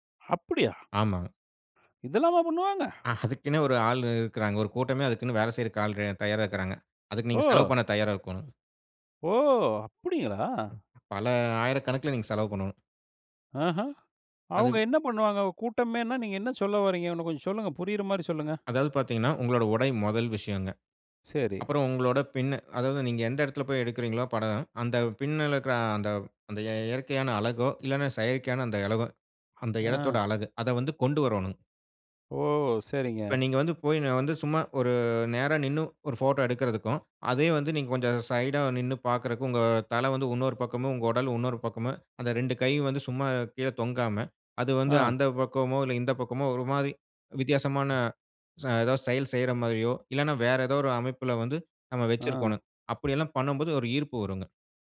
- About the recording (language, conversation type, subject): Tamil, podcast, பேஸ்புக்கில் கிடைக்கும் லைக் மற்றும் கருத்துகளின் அளவு உங்கள் மனநிலையை பாதிக்கிறதா?
- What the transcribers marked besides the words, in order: surprised: "அப்படியா? இதெல்லாமா பண்ணுவாங்க"; chuckle; surprised: "ஓ!"; surprised: "ஓ! அப்டிங்களா ?"; other background noise; other noise